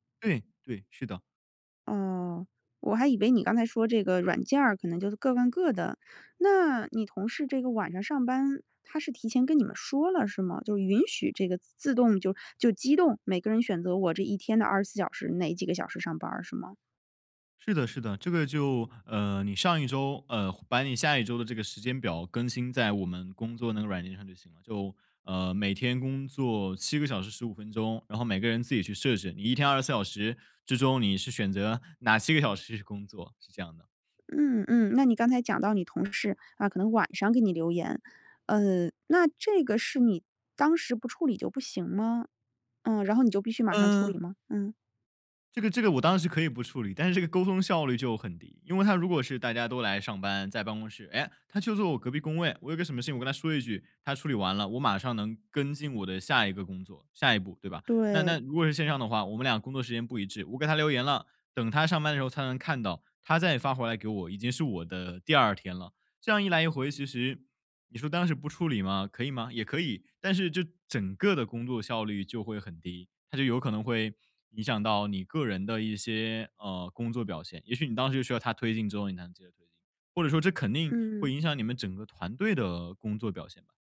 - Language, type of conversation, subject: Chinese, podcast, 远程工作会如何影响公司文化？
- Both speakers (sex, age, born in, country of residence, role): female, 35-39, China, United States, host; male, 20-24, China, Finland, guest
- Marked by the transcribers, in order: none